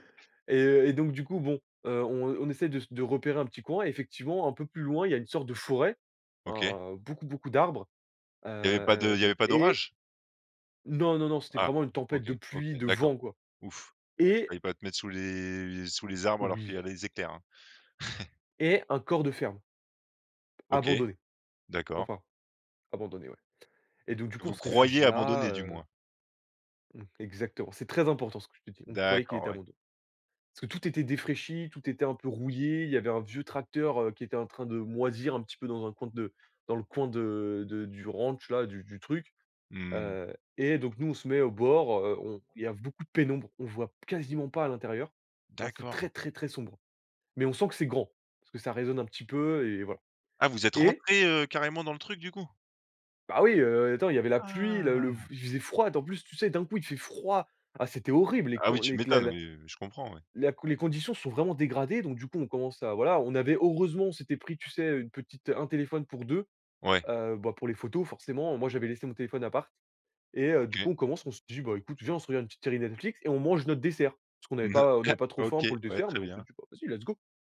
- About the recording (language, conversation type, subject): French, podcast, Peux-tu raconter une rencontre qui t’a appris quelque chose d’important ?
- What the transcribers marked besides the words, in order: chuckle; stressed: "grand"; drawn out: "Ah !"; laughing while speaking: "Mmh, ah !"; in English: "let's go"